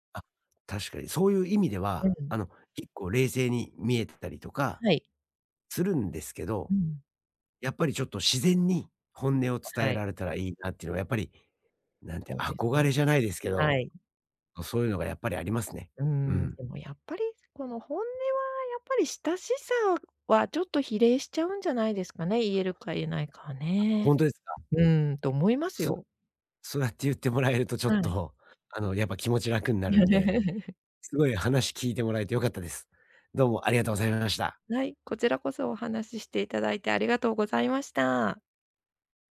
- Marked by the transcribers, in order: tapping; other background noise; chuckle
- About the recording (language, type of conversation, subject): Japanese, advice, 相手の反応を気にして本音を出せないとき、自然に話すにはどうすればいいですか？